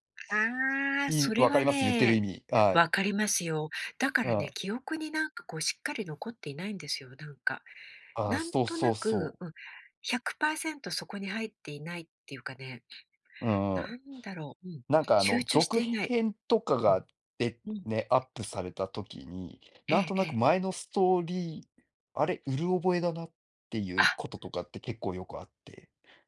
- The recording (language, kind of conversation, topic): Japanese, unstructured, 好きな映画のジャンルは何ですか？
- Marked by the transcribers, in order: other background noise